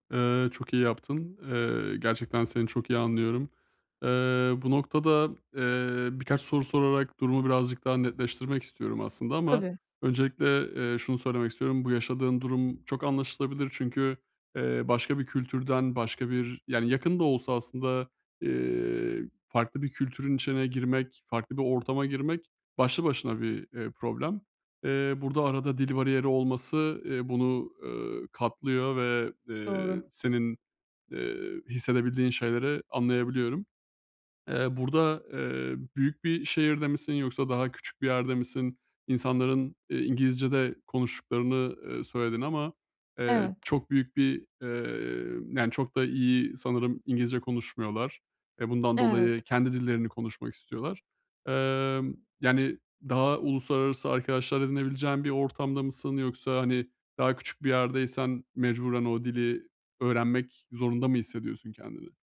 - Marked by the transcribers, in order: other background noise; tapping
- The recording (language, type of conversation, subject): Turkish, advice, Sosyal ortamlarda kendimi daha rahat hissetmek için ne yapabilirim?
- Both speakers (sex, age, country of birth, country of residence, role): female, 25-29, Turkey, Italy, user; male, 30-34, Turkey, Bulgaria, advisor